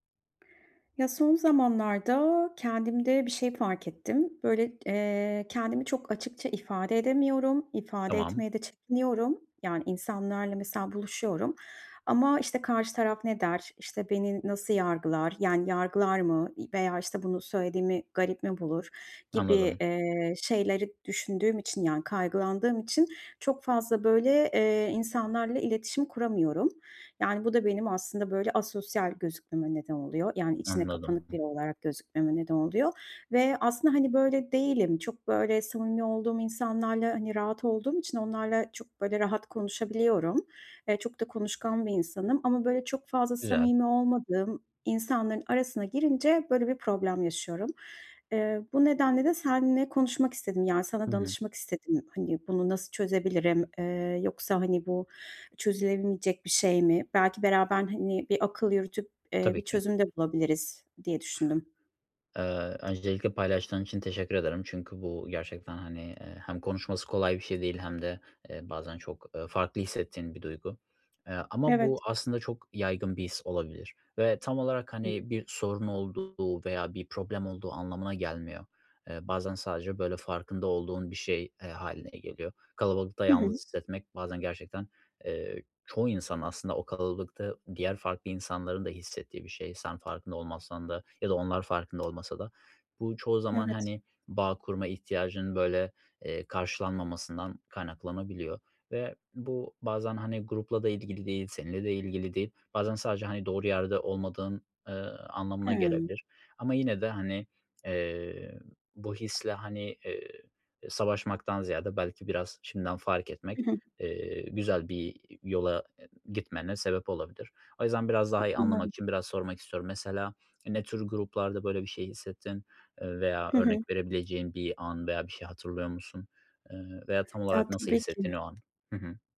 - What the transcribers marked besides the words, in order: other background noise; tapping; unintelligible speech
- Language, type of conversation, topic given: Turkish, advice, Grup etkinliklerinde yalnız hissettiğimde ne yapabilirim?